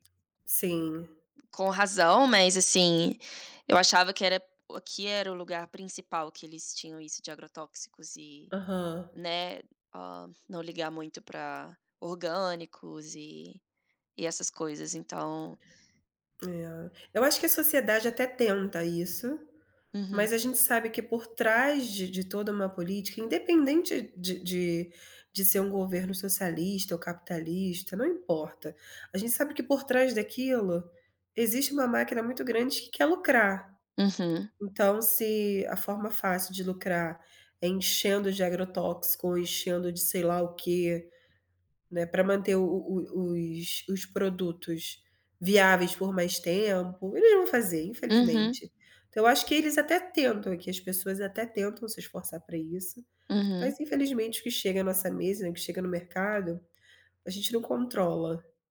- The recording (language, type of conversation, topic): Portuguese, unstructured, Qual é a sua receita favorita para um jantar rápido e saudável?
- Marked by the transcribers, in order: tapping; other background noise